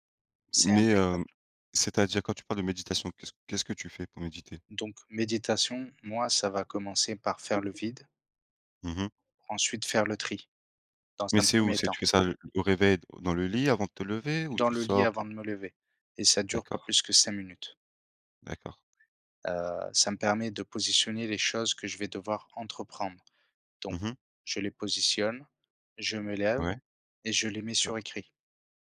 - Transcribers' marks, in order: other background noise; tapping
- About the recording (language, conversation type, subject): French, unstructured, Comment prends-tu soin de ton bien-être mental au quotidien ?